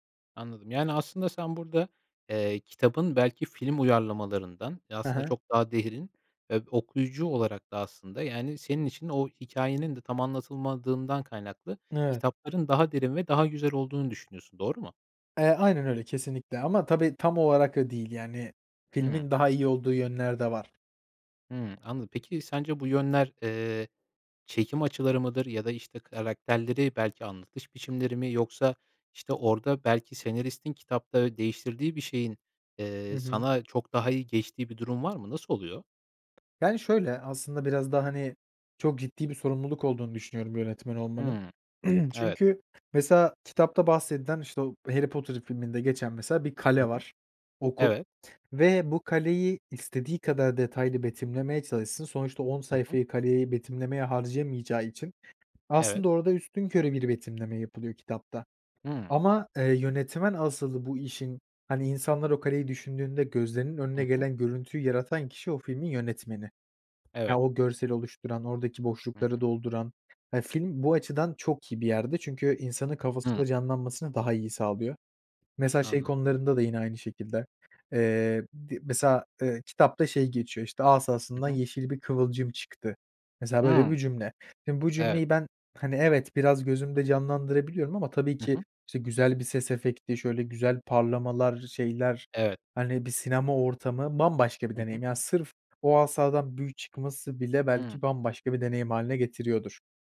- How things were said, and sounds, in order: tapping; throat clearing; other background noise
- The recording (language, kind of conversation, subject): Turkish, podcast, Bir kitabı filme uyarlasalar, filmde en çok neyi görmek isterdin?